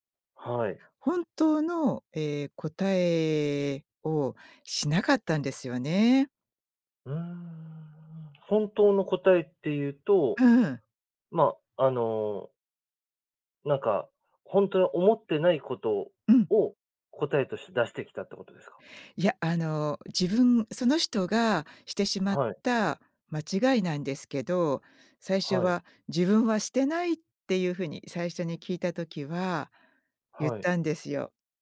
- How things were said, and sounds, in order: none
- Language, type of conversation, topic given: Japanese, podcast, 相手の立場を理解するために、普段どんなことをしていますか？